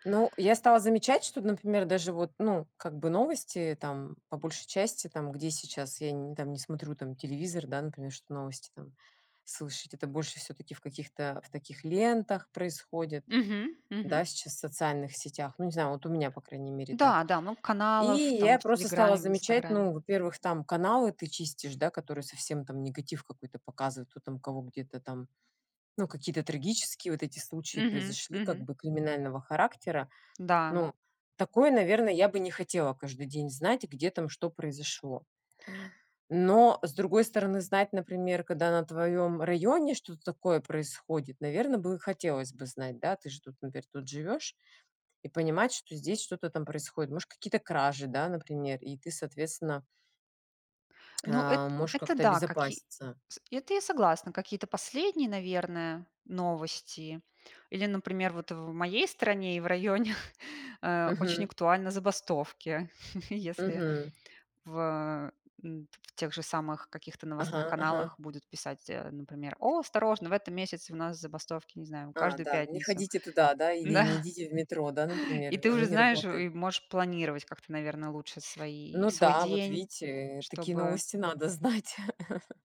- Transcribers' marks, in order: laughing while speaking: "районе"; chuckle; laughing while speaking: "Да"; laughing while speaking: "знать"
- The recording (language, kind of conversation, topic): Russian, unstructured, Почему важно оставаться в курсе событий мира?